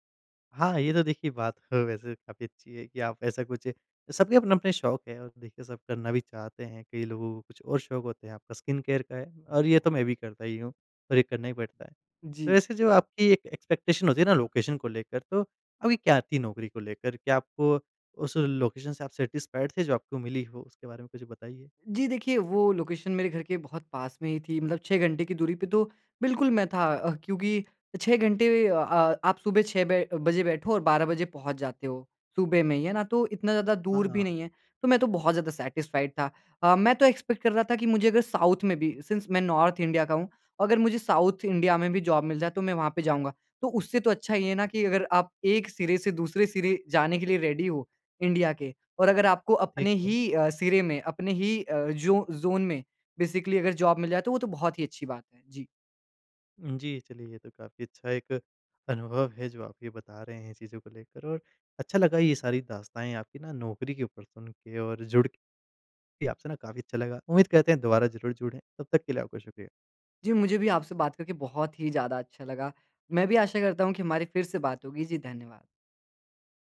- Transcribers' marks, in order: in English: "स्किन केयर"; other background noise; in English: "एक्सपेक्टेशन"; in English: "लोकेशन"; in English: "लोकेशन"; in English: "सैटिस्फाइड"; in English: "लोकेशन"; in English: "सेटिस्फाइड"; in English: "एक्सपेक्ट"; in English: "साउथ"; in English: "सिंस"; in English: "नॉर्थ"; in English: "साउथ इंडिया"; in English: "जॉब"; in English: "रेडी"; in English: "जो ज़ोन"; in English: "बेसिकली"; in English: "जॉब"
- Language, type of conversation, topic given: Hindi, podcast, आपको आपकी पहली नौकरी कैसे मिली?